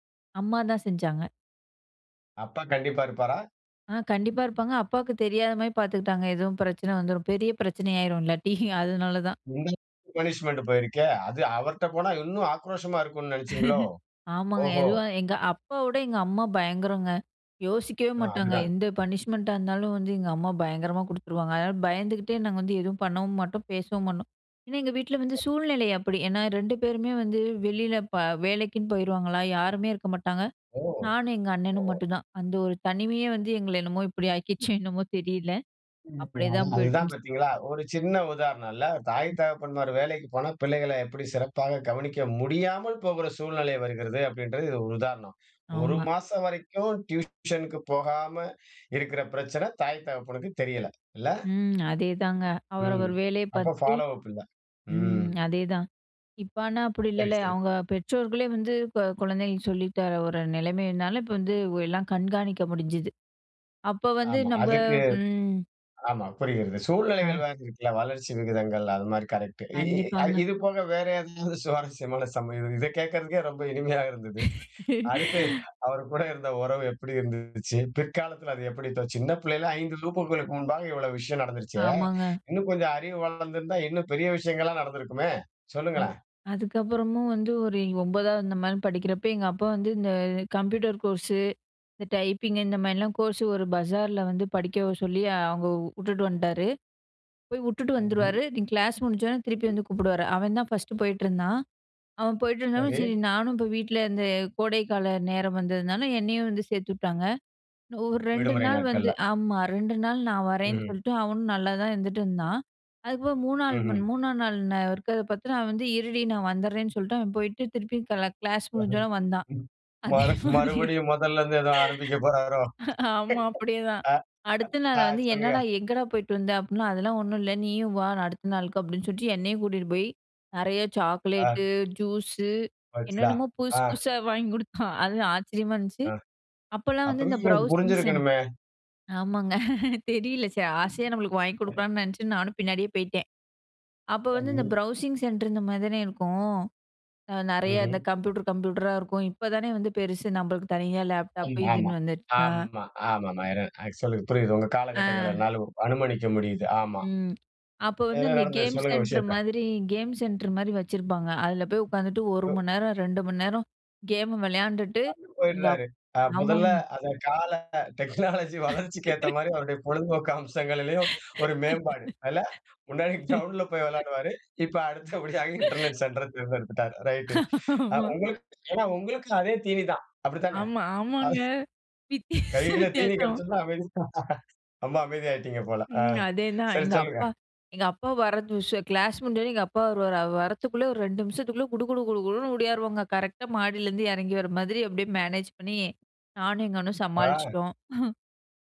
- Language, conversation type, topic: Tamil, podcast, சகோதரர்களுடன் உங்கள் உறவு எப்படி இருந்தது?
- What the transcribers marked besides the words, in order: laughing while speaking: "இல்லாட்டி"; in English: "பனிஷ்மென்ட்"; chuckle; in English: "பனிஷ்மென்ட்டா"; tapping; unintelligible speech; other background noise; in English: "டியூஷன்க்கு"; in English: "பாலோ அப்"; laugh; "வகுப்புகளுக்கு" said as "லூப்புகளுக்கு"; in English: "கம்ப்யூட்டர் கோர்ஸு"; in English: "டைப்பிங்"; in English: "கோர்ஸ்"; "வந்துட்டாரு" said as "வந்டாரு"; in English: "ஃபர்ஸ்ட்"; laughing while speaking: "மறு மறுபடியும் மொதல்லருந்து ஏதோ ஆரம்பிக்க போறாரோ? ஆ ஆ சொல்லுங்க"; laughing while speaking: "அதே மாதிரி. ஆமா அப்டியேதான்"; in English: "பிரவுசிங் சென்"; chuckle; in English: "ப்ரௌசிங் சென்டர்"; in English: "ஆக்சுவலி"; in English: "கேம் சென்டர்"; in English: "கேம் சென்டர்"; laughing while speaking: "அ முதல்ல அந்த கால டெக்னாலஜி … அப்டி தானே, அது"; in English: "டெக்னாலஜி"; chuckle; laugh; in English: "கிரவுண்ட்ல"; in English: "இன்டர்நெட் சென்டர"; chuckle; laughing while speaking: "ஆமா"; laughing while speaking: "ஆமா ஆமாங்க வித்தியாசம் வித்தியாசமா"; laughing while speaking: "கைல தீனி கடச்சுருன்தா அமைதியா, ரொம்ப அமைதியாய்ட்டிங்க போல. அ சரி சொல்லுங்க"; in English: "மேனேஜ்"; chuckle